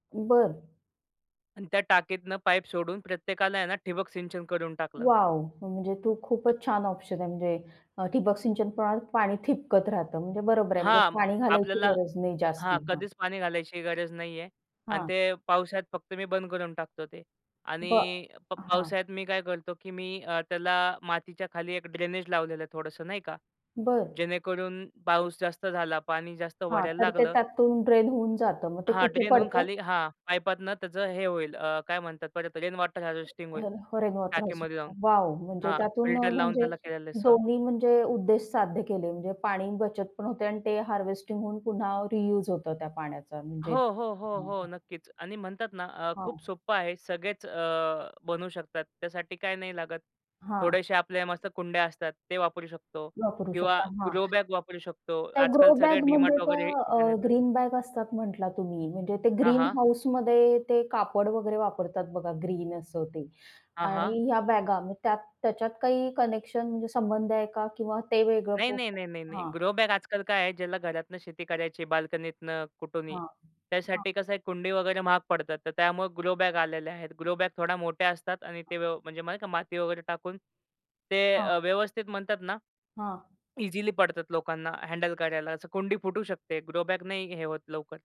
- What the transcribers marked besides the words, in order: other background noise; in English: "रेन वॉटर हार्वेस्टिंग"; unintelligible speech; in English: "रेन वॉटर हार्वेस्टिंग"; in English: "हार्वेस्टिंग"; in English: "रियुज"; tapping; unintelligible speech
- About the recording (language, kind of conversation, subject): Marathi, podcast, छोट्या जागेत भाजीबाग कशी उभाराल?